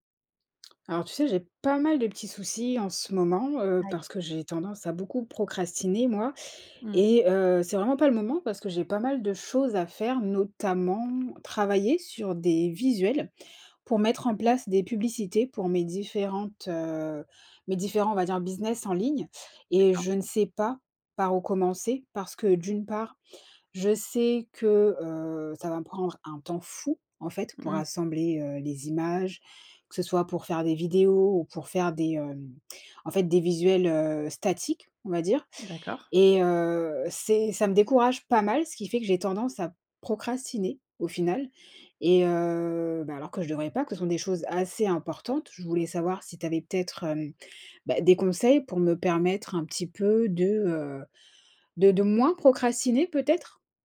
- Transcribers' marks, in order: stressed: "pas mal"; stressed: "fou"; stressed: "pas mal"; other background noise
- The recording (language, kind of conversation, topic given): French, advice, Comment surmonter la procrastination chronique sur des tâches créatives importantes ?